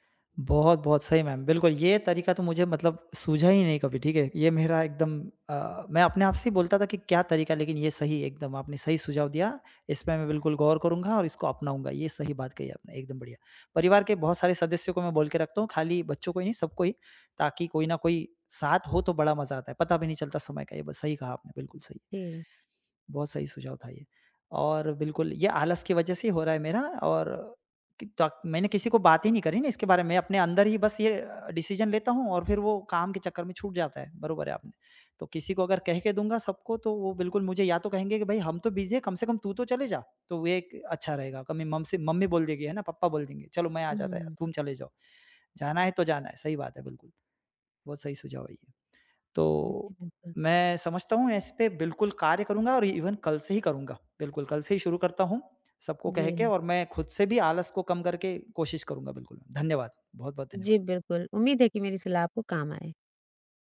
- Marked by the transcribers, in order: other background noise; in English: "डिसीज़न"; in English: "बिज़ी"; in English: "ईवन"
- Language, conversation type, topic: Hindi, advice, आप समय का गलत अनुमान क्यों लगाते हैं और आपकी योजनाएँ बार-बार क्यों टूट जाती हैं?